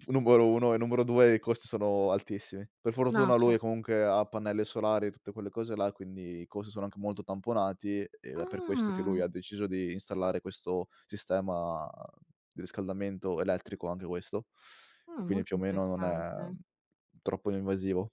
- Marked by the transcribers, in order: none
- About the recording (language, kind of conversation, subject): Italian, podcast, Quali tecnologie renderanno più facile la vita degli anziani?